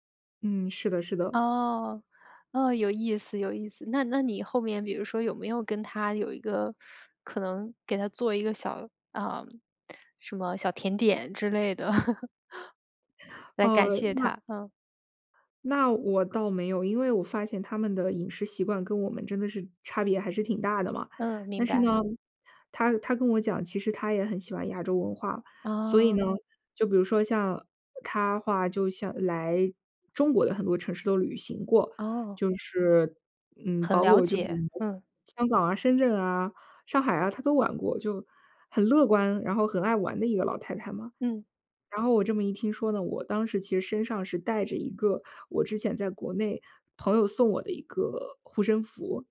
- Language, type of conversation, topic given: Chinese, podcast, 在旅行中，你有没有遇到过陌生人伸出援手的经历？
- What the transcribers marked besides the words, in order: laugh